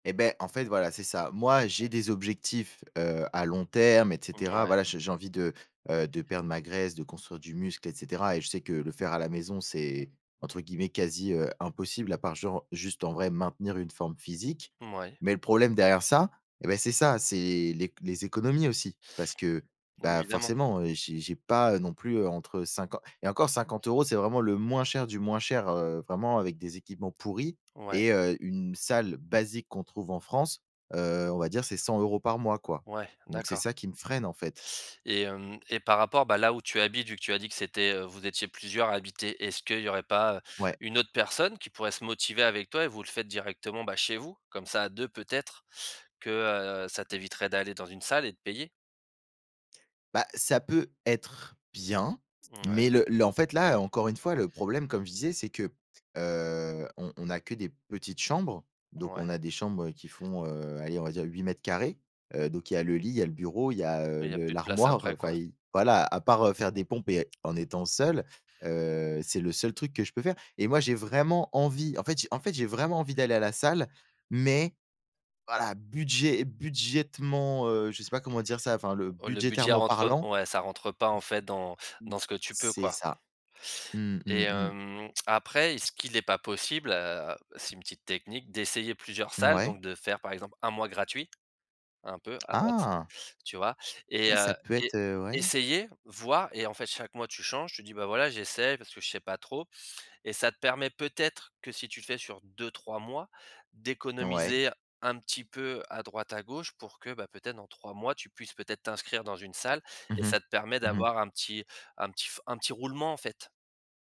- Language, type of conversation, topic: French, advice, Comment choisir entre s’entraîner à la maison et s’abonner à une salle de sport ?
- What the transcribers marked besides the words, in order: tapping; stressed: "basique"; "budgétairement" said as "budgettement"; other noise